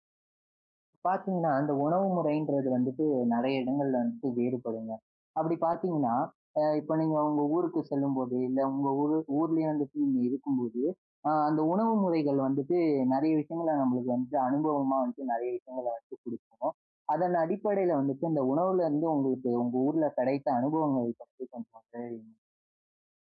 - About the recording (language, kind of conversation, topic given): Tamil, podcast, உங்கள் ஊரில் உங்களால் மறக்க முடியாத உள்ளூர் உணவு அனுபவம் எது?
- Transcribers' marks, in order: other background noise; unintelligible speech